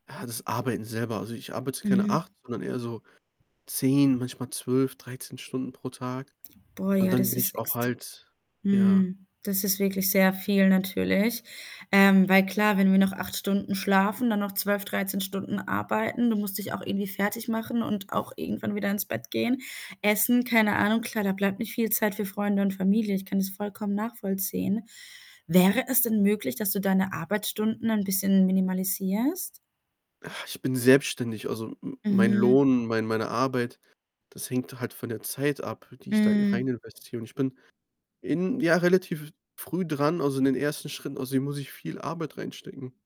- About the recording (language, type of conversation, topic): German, advice, Wie kann ich Arbeit und Privatleben besser trennen, wenn meine Familie sich vernachlässigt fühlt?
- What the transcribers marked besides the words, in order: static; other background noise